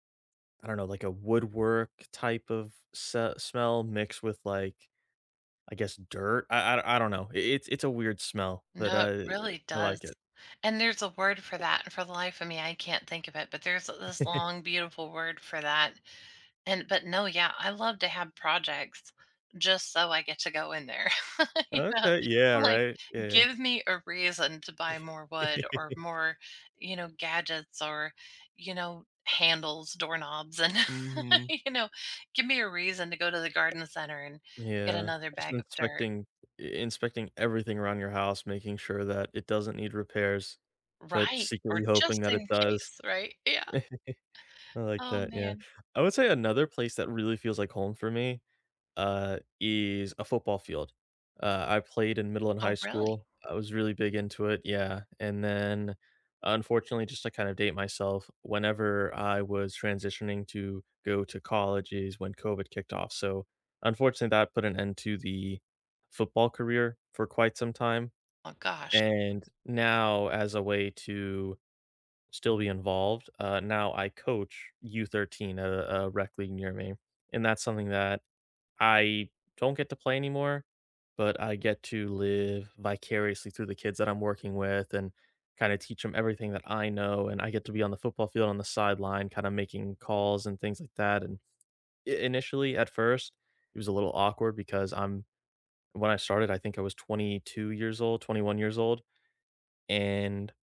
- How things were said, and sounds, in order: tapping; chuckle; laugh; laughing while speaking: "you know"; chuckle; laughing while speaking: "you know"; chuckle; other background noise
- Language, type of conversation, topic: English, unstructured, What place instantly feels like home to you?